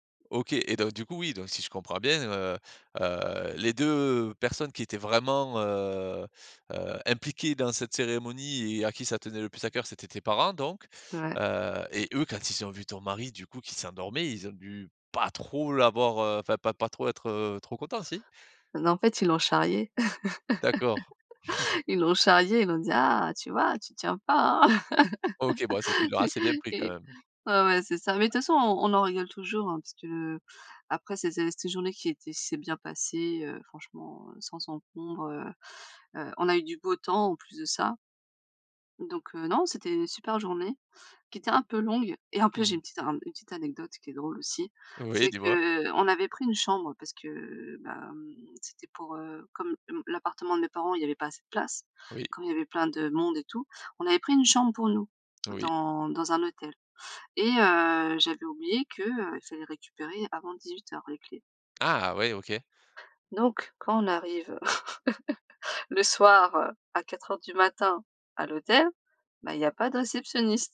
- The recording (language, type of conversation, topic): French, podcast, Parle-nous de ton mariage ou d’une cérémonie importante : qu’est-ce qui t’a le plus marqué ?
- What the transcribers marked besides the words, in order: other background noise; stressed: "pas"; laugh; chuckle; laugh; chuckle; laugh